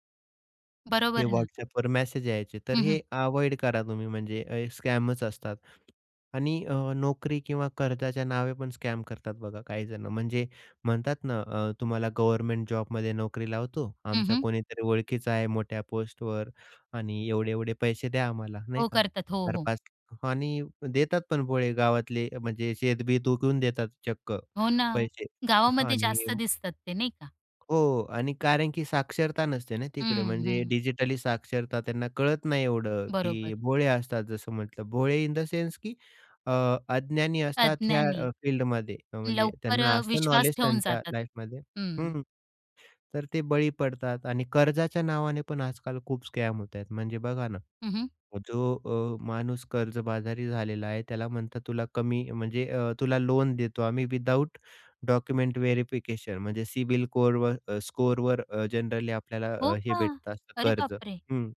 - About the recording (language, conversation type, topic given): Marathi, podcast, ऑनलाइन फसवणुकीपासून बचाव करण्यासाठी सामान्य लोकांनी काय करावे?
- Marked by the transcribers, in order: in English: "स्कॅमच"; tapping; in English: "स्कॅम"; other background noise; in English: "इन द सेन्स"; in English: "लाईफमध्ये"; in English: "स्कॅम"; in English: "विदाऊट डॉक्युमेंट व्हेरिफिकेशन"; anticipating: "हो का?"; surprised: "अरे बापरे!"